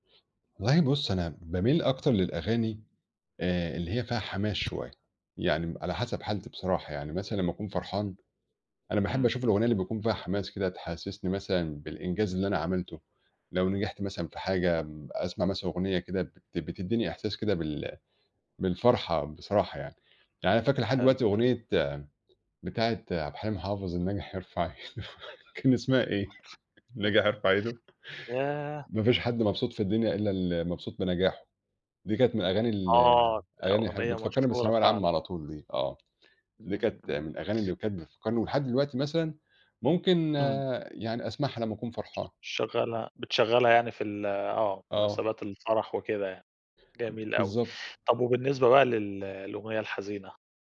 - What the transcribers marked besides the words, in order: laughing while speaking: "إيدة"; other noise; chuckle
- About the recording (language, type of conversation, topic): Arabic, podcast, إزاي بتختار أغنية تناسب مزاجك لما تكون زعلان أو فرحان؟